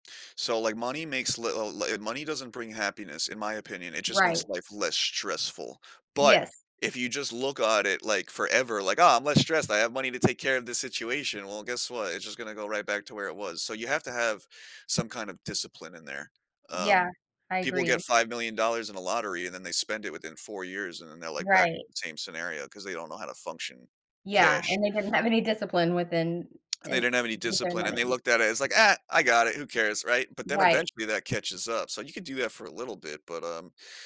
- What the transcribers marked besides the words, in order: other background noise
- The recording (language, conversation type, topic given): English, unstructured, What is an easy first step to building better saving habits?